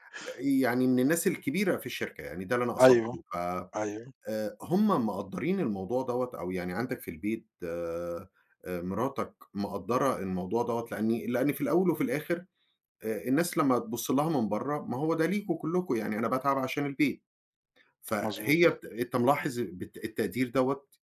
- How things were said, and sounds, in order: none
- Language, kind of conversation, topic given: Arabic, podcast, إزاي بتوازن وقتك بين الشغل والبيت؟